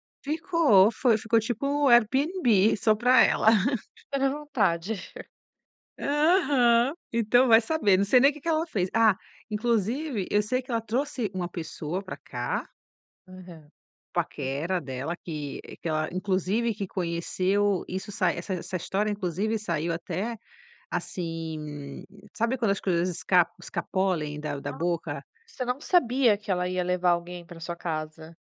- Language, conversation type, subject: Portuguese, advice, Como lidar com um conflito com um amigo que ignorou meus limites?
- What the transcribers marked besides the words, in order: giggle; unintelligible speech